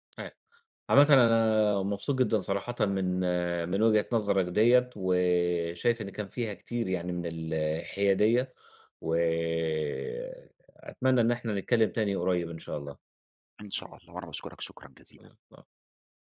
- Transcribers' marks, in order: unintelligible speech; unintelligible speech
- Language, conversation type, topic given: Arabic, podcast, إيه اللي بيخلّي الأيقونة تفضل محفورة في الذاكرة وليها قيمة مع مرور السنين؟